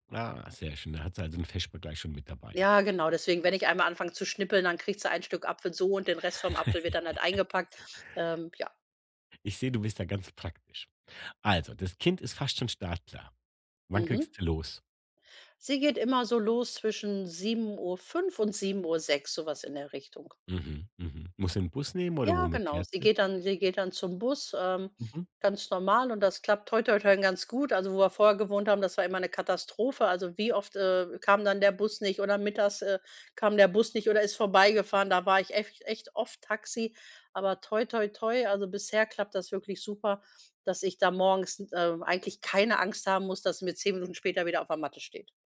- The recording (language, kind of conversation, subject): German, podcast, Wie startest du morgens am besten in den Tag?
- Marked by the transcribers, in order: chuckle; stressed: "keine"